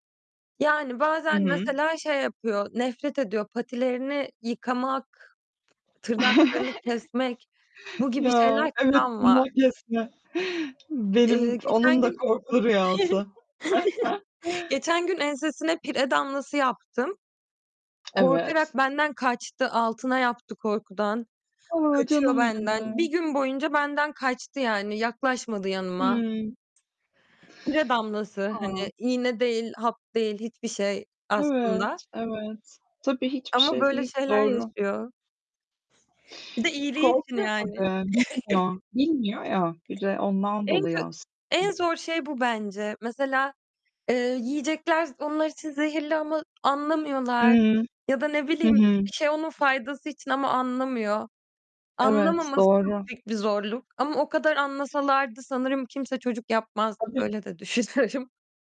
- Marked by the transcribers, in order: other background noise; tapping; laugh; static; distorted speech; chuckle; chuckle; chuckle; laughing while speaking: "düşünüyorum"
- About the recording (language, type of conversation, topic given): Turkish, unstructured, Bir hayvanın hayatımıza kattığı en güzel şey nedir?
- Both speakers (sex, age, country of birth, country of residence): female, 25-29, Turkey, Netherlands; female, 30-34, Turkey, Mexico